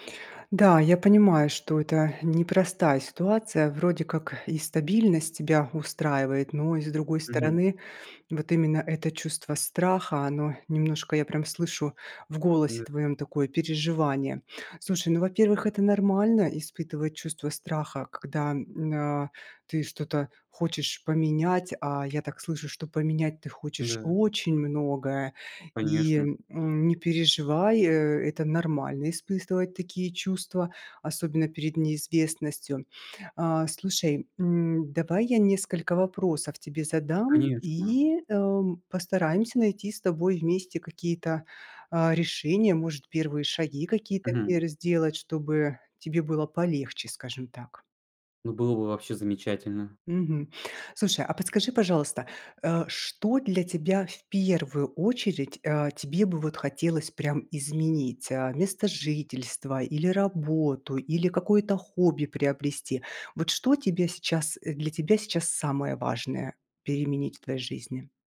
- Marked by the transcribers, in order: unintelligible speech; tapping
- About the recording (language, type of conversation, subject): Russian, advice, Как сделать первый шаг к изменениям в жизни, если мешает страх неизвестности?